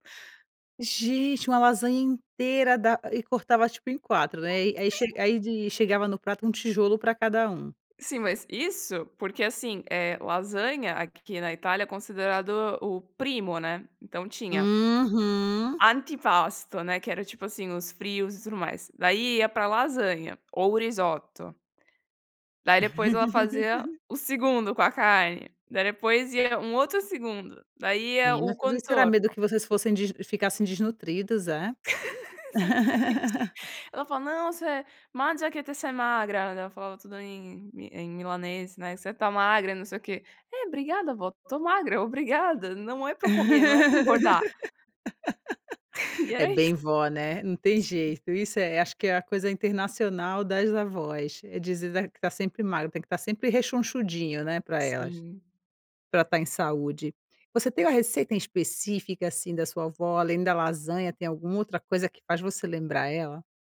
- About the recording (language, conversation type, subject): Portuguese, podcast, Tem alguma receita de família que virou ritual?
- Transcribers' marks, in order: other noise; laughing while speaking: "Sim"; put-on voice: "antipasto"; put-on voice: "risoto"; chuckle; put-on voice: "contorno"; chuckle; laughing while speaking: "Exatamente"; in Italian: "Non se, mangia che sei magra"; laugh; laugh; laughing while speaking: "E era isso"; unintelligible speech